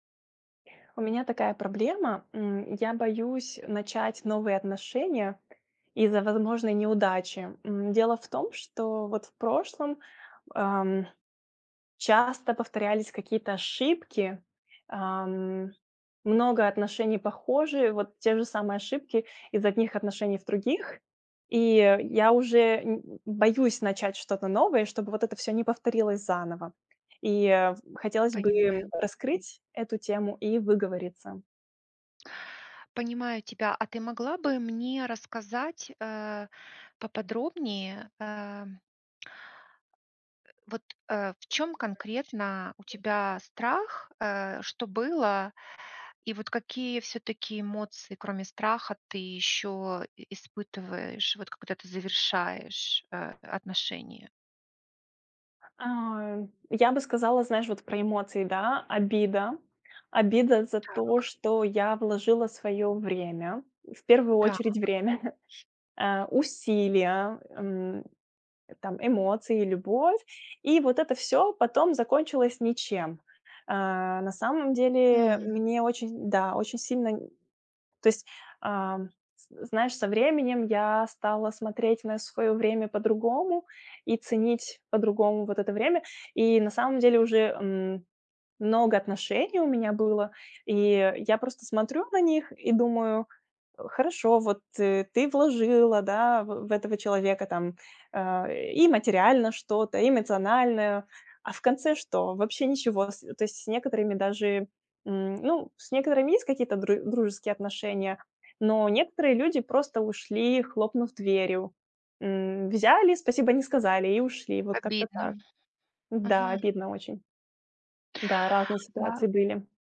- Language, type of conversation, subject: Russian, advice, С чего начать, если я боюсь осваивать новый навык из-за возможной неудачи?
- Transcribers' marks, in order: other background noise; tapping; chuckle